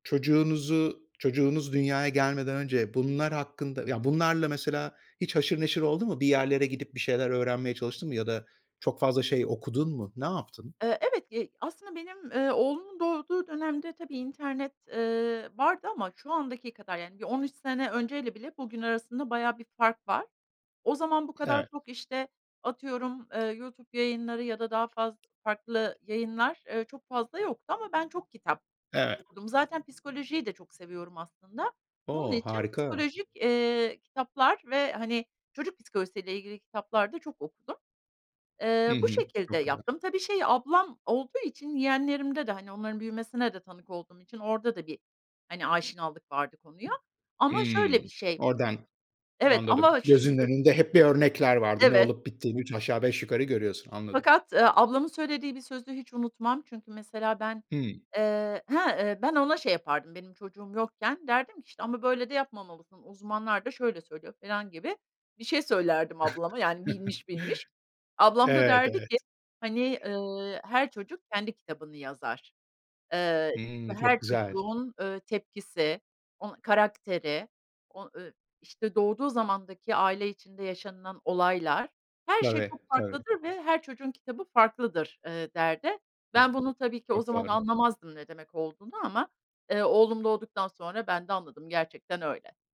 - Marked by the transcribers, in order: tapping; other background noise; chuckle
- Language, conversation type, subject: Turkish, podcast, Sence ebeveyn olmanın en zor kısmı ne?